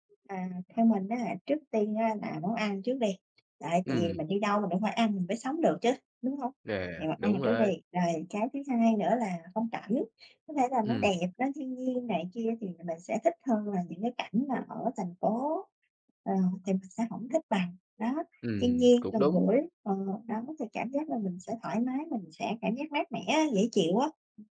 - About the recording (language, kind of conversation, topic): Vietnamese, unstructured, Điều gì khiến một chuyến đi trở nên đáng nhớ với bạn?
- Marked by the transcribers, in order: other background noise; tapping